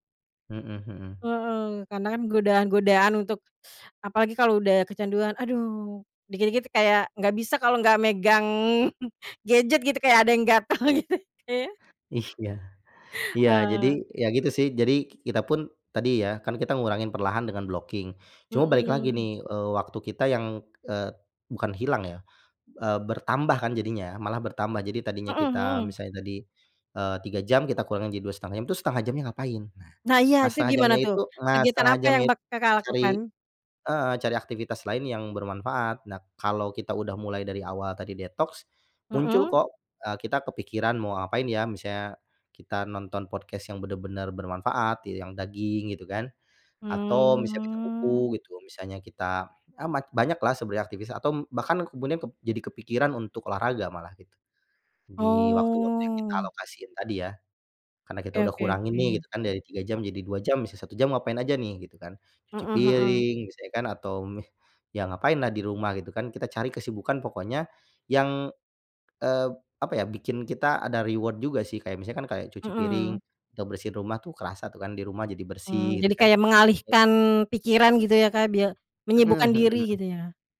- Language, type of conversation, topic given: Indonesian, podcast, Apa cara kamu membatasi waktu layar agar tidak kecanduan gawai?
- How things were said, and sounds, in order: chuckle; laughing while speaking: "gitu"; in English: "blocking"; other background noise; drawn out: "Mmm"; drawn out: "Oh"; in English: "reward"